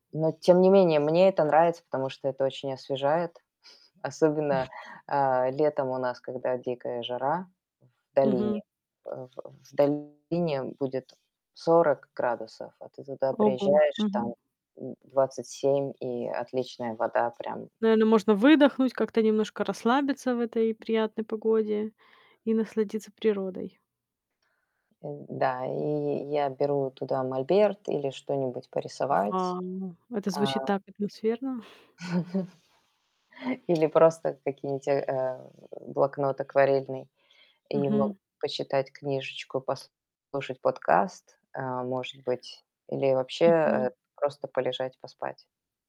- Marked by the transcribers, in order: other background noise; other noise; chuckle; tapping; distorted speech; static; laugh
- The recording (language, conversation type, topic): Russian, podcast, Расскажи о своём любимом природном месте: что в нём особенного?